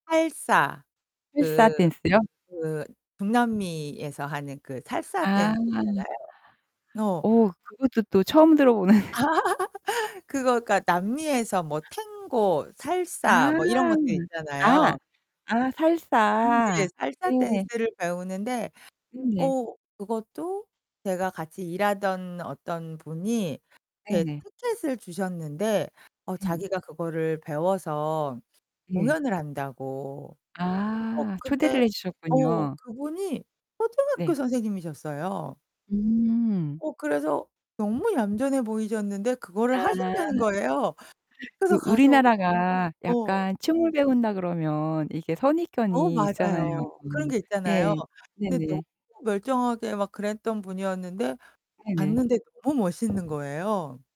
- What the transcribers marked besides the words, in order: laughing while speaking: "들어보는"; laugh; distorted speech
- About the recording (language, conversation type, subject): Korean, podcast, 학습할 때 호기심을 어떻게 유지하시나요?